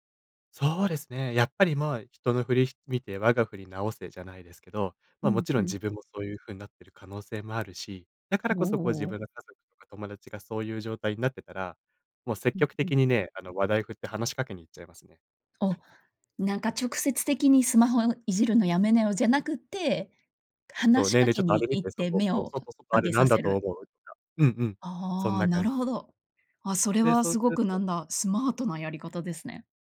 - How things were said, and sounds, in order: none
- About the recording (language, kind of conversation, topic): Japanese, podcast, スマホ依存を感じたらどうしますか？